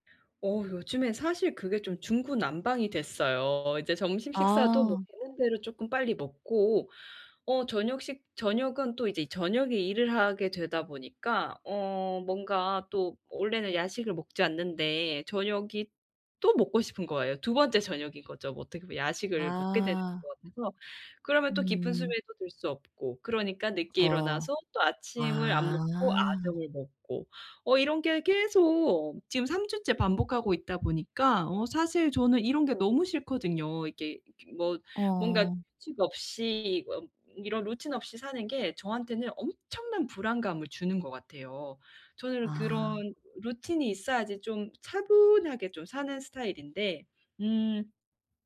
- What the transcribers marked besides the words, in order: tapping; other background noise
- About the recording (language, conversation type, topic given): Korean, advice, 저녁에 마음을 가라앉히는 일상을 어떻게 만들 수 있을까요?